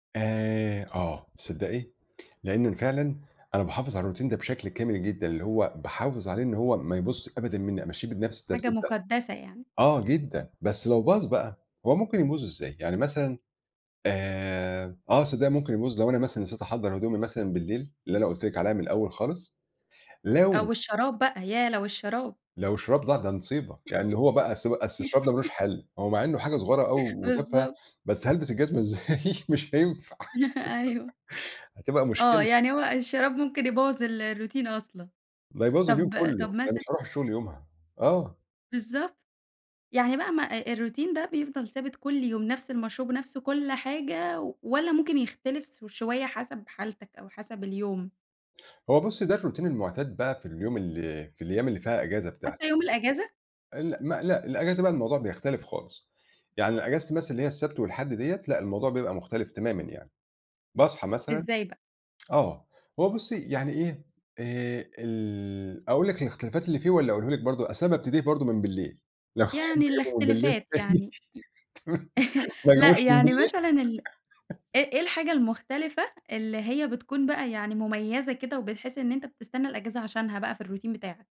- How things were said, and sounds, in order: in English: "الروتين"; laugh; "مُصيبة" said as "نِصيبة"; chuckle; laughing while speaking: "أيوه"; laughing while speaking: "إزاي؟ مش هينفع"; chuckle; in English: "الروتين"; in English: "الروتين"; in English: "الروتين"; laughing while speaking: "لو تحبّي أجيبه من بالليل تاني، تمام، ما أجيبوش من بالليل"; chuckle; chuckle; in English: "الروتين"
- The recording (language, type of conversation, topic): Arabic, podcast, إيه روتينك الصبح في البيت عادةً؟